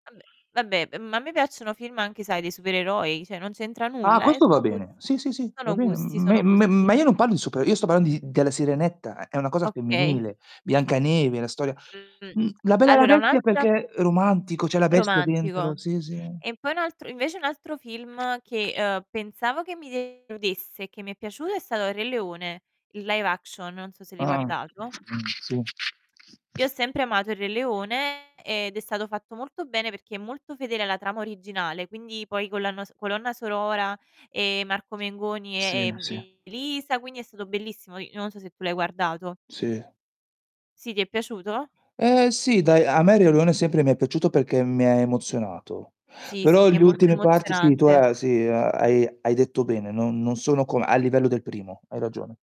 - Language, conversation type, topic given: Italian, unstructured, Qual è il film che ti ha deluso di più e perché?
- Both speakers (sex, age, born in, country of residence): female, 25-29, Italy, Italy; male, 40-44, Italy, Italy
- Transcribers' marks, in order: "Vabbè" said as "ambè"; other background noise; "cioè" said as "ceh"; distorted speech; tapping; static; background speech; in English: "live action"